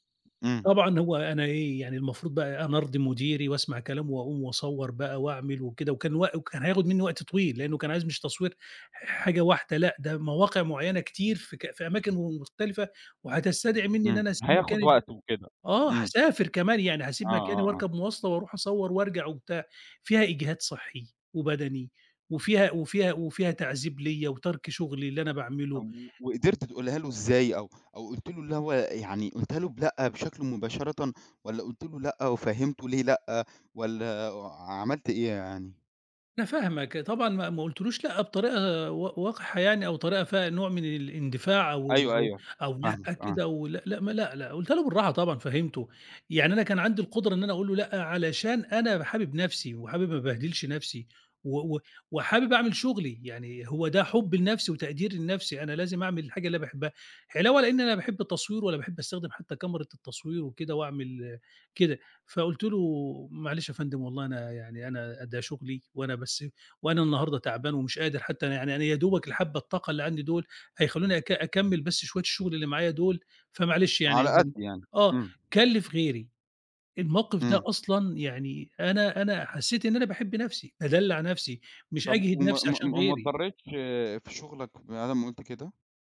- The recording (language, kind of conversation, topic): Arabic, podcast, إزاي أتعلم أحب نفسي أكتر؟
- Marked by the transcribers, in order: tapping; unintelligible speech; unintelligible speech